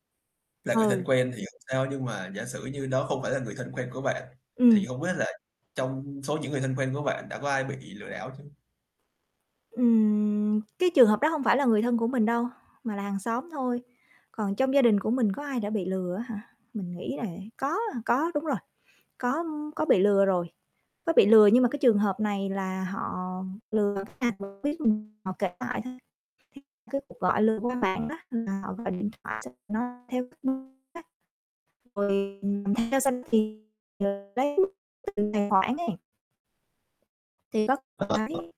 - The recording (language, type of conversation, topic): Vietnamese, podcast, Bạn đã từng xử lý một vụ lừa đảo trực tuyến như thế nào?
- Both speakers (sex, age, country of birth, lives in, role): female, 35-39, Vietnam, Vietnam, guest; male, 20-24, Vietnam, Vietnam, host
- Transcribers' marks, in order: tapping; distorted speech; static; unintelligible speech; unintelligible speech; unintelligible speech; unintelligible speech